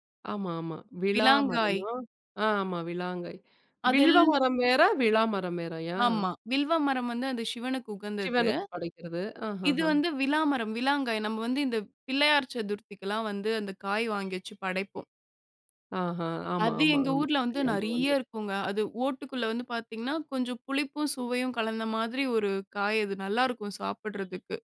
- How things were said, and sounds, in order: other noise; horn
- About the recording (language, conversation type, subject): Tamil, podcast, ஒரு விவசாய கிராமத்தைப் பார்வையிடும் அனுபவம் பற்றி சொல்லுங்க?